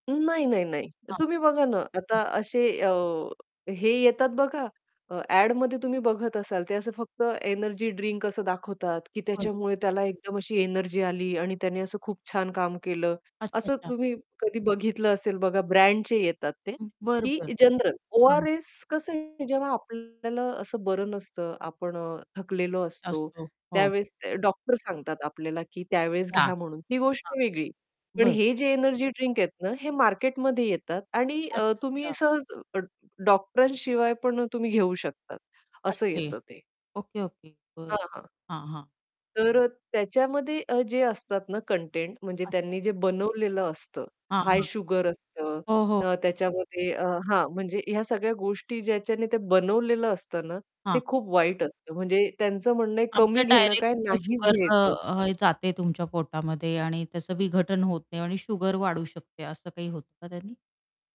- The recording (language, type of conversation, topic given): Marathi, podcast, कॅफेइन कधी आणि किती प्रमाणात घ्यावे असे तुम्हाला वाटते?
- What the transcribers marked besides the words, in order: static; distorted speech; unintelligible speech